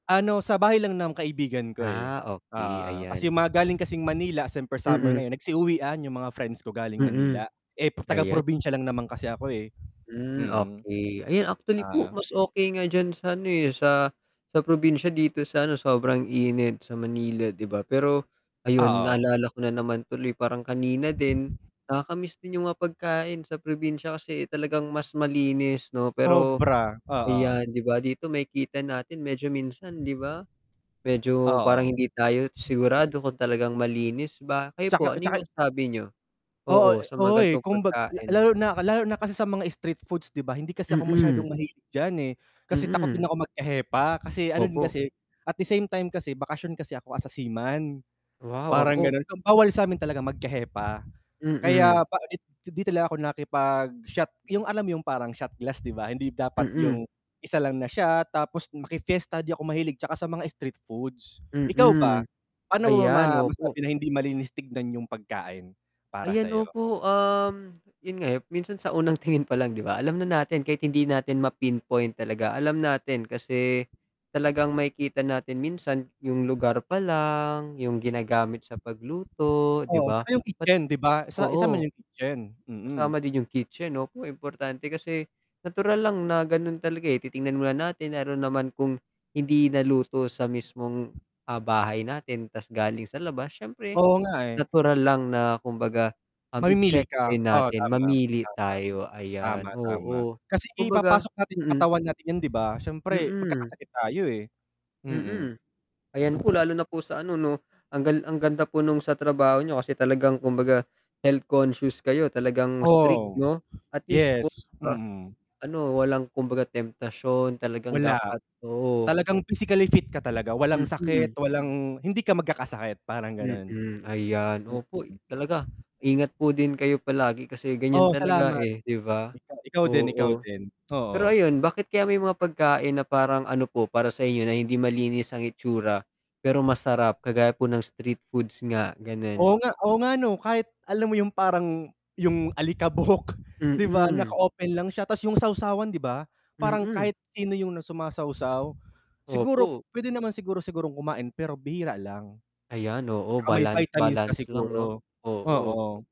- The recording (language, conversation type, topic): Filipino, unstructured, Ano ang masasabi mo tungkol sa mga pagkaing hindi mukhang malinis?
- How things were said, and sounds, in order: static; other background noise; wind; tapping; mechanical hum; distorted speech; laughing while speaking: "alikabok"